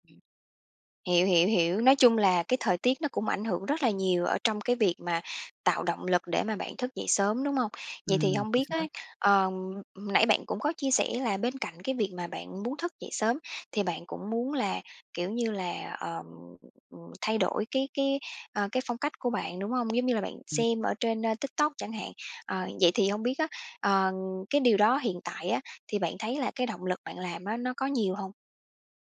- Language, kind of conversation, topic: Vietnamese, podcast, Bạn làm thế nào để duy trì động lực lâu dài khi muốn thay đổi?
- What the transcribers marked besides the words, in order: other background noise; tapping